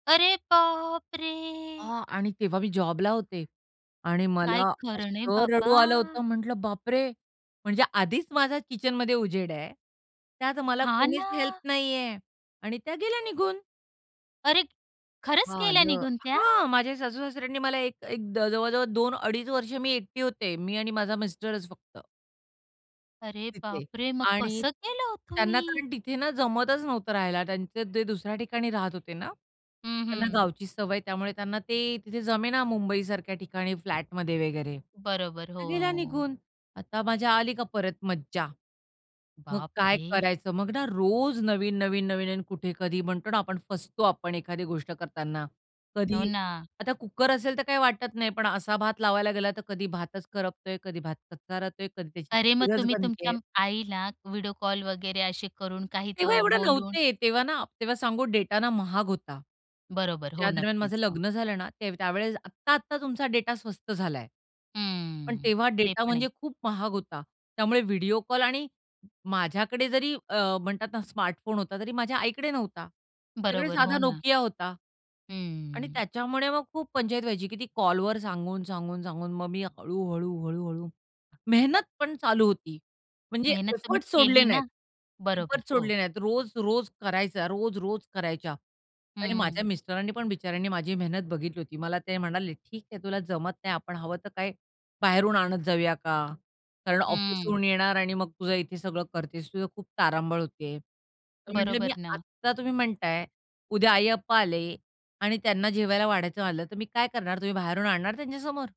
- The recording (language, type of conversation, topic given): Marathi, podcast, अपयशानंतर तुम्ही आत्मविश्वास पुन्हा कसा मिळवला?
- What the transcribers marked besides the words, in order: surprised: "अरे! खरंच गेल्या निघून त्या?"; anticipating: "मग कसं केलं हो तुम्ही?"; other background noise; other noise; in English: "एफर्ट्स"